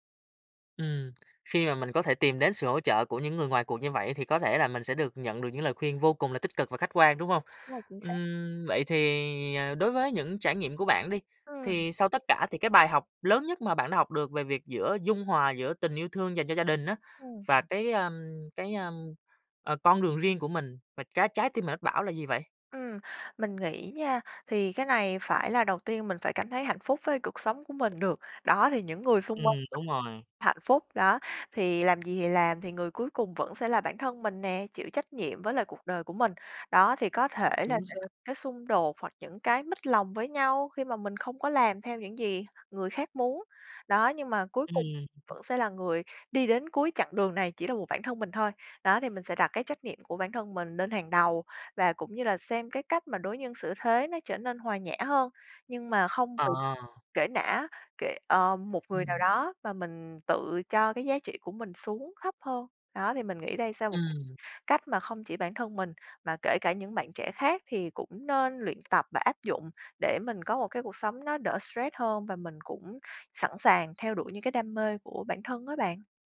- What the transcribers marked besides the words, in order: other background noise; tapping; unintelligible speech; unintelligible speech
- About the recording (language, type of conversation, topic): Vietnamese, podcast, Gia đình ảnh hưởng đến những quyết định quan trọng trong cuộc đời bạn như thế nào?